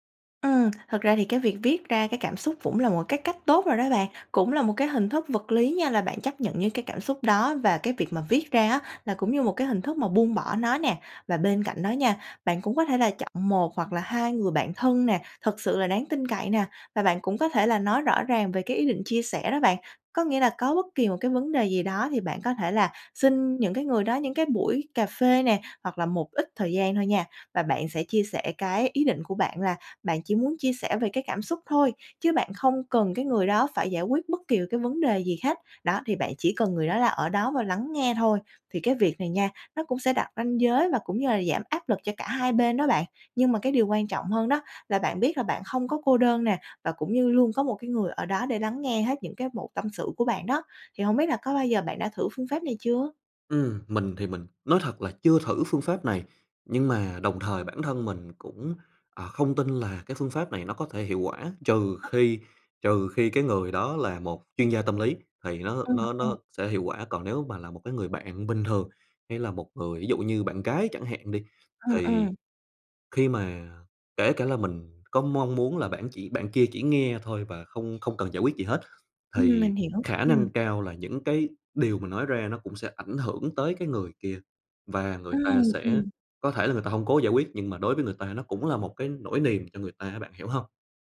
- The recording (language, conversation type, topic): Vietnamese, advice, Bạn cảm thấy áp lực phải luôn tỏ ra vui vẻ và che giấu cảm xúc tiêu cực trước người khác như thế nào?
- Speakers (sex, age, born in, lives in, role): female, 25-29, Vietnam, Vietnam, advisor; male, 25-29, Vietnam, Vietnam, user
- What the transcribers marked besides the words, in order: tapping